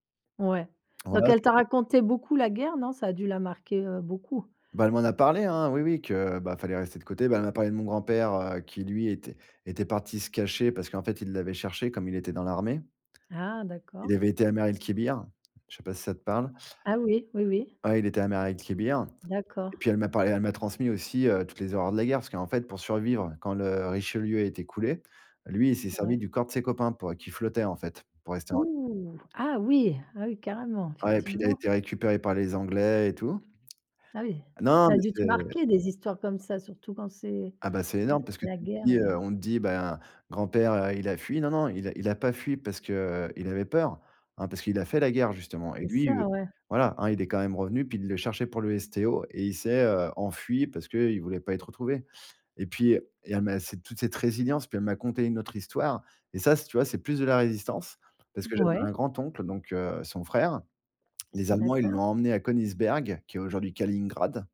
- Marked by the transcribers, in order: drawn out: "Ouh !"
- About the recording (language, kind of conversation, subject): French, podcast, Quel rôle les aînés jouent-ils dans tes traditions ?